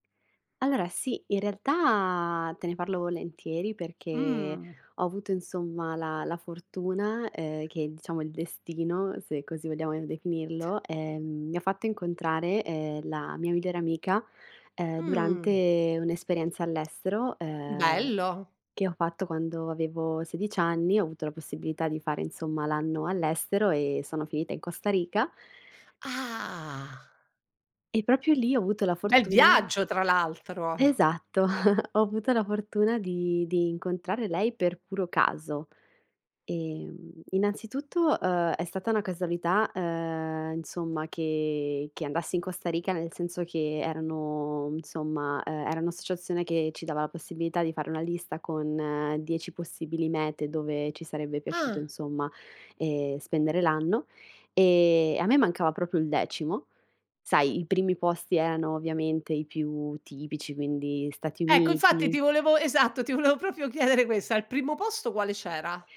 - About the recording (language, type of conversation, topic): Italian, podcast, Puoi raccontarmi di un incontro casuale che si è trasformato in un’amicizia?
- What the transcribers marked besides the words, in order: tsk; drawn out: "Ah"; "proprio" said as "propio"; chuckle; "proprio" said as "propo"; "proprio" said as "propio"